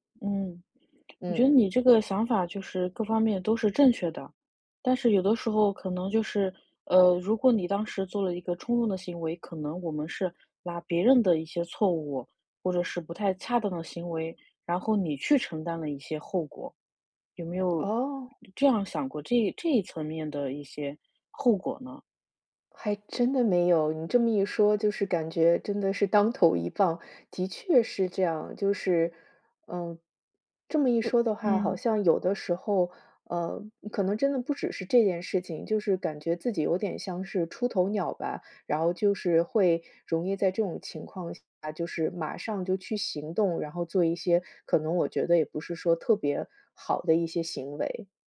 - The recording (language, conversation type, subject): Chinese, advice, 我怎样才能更好地控制冲动和情绪反应？
- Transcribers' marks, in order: other background noise; lip smack